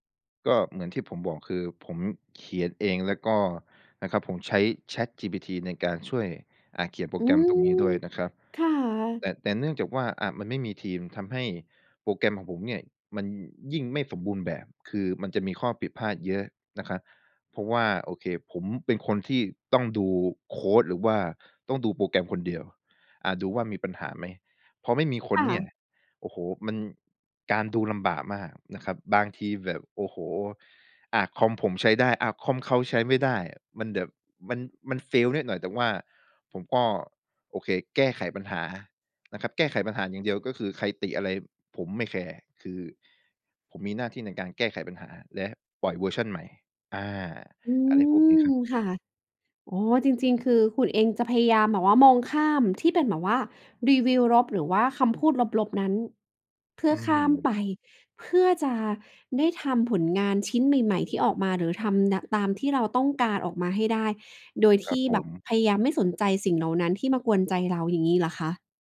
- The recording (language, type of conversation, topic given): Thai, podcast, คุณรับมือกับความอยากให้ผลงานสมบูรณ์แบบอย่างไร?
- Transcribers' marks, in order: in English: "Fail"